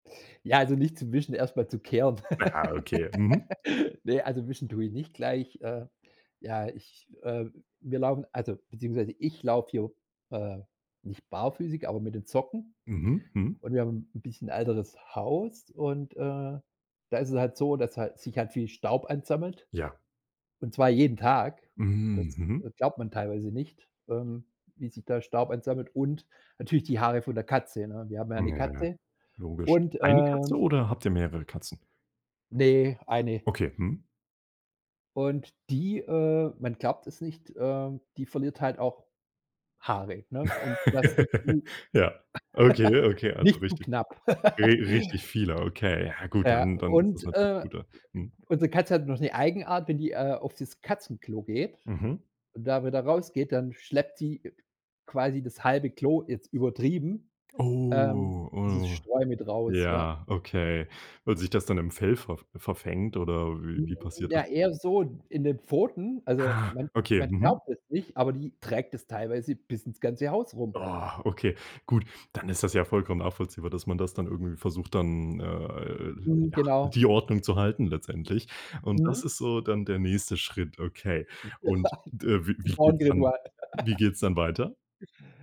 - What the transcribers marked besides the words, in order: laugh; stressed: "ich"; stressed: "jeden Tag"; drawn out: "Na"; laugh; laugh; drawn out: "Oh"; other background noise; groan; laugh; laugh
- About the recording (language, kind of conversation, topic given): German, podcast, Wie sieht ein typisches Morgenritual in deiner Familie aus?